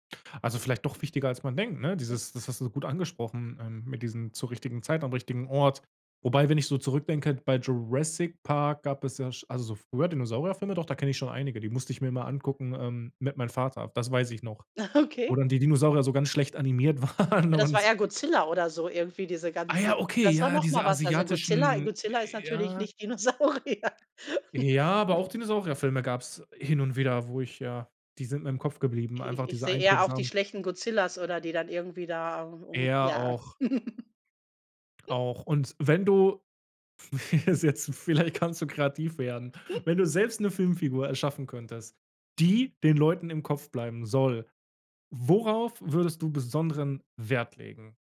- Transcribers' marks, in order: laughing while speaking: "Ah, okay"; laughing while speaking: "waren"; laughing while speaking: "Dinosaurier"; chuckle; chuckle; snort
- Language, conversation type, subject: German, podcast, Warum bleiben manche Filmcharaktere lange im Kopf?
- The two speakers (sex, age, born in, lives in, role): female, 45-49, Germany, Germany, guest; male, 30-34, Germany, Germany, host